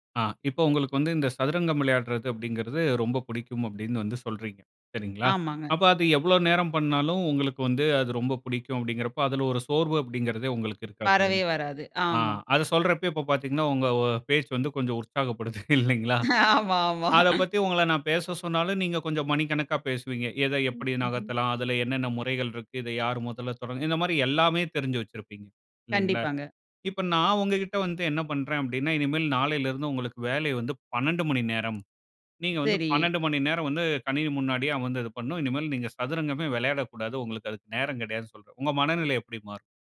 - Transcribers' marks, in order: laughing while speaking: "இல்லைங்களா?"; laughing while speaking: "ஆமா, ஆமா"; other background noise
- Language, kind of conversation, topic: Tamil, podcast, வேலைக்கும் வாழ்க்கைக்கும் ஒரே அர்த்தம்தான் உள்ளது என்று நீங்கள் நினைக்கிறீர்களா?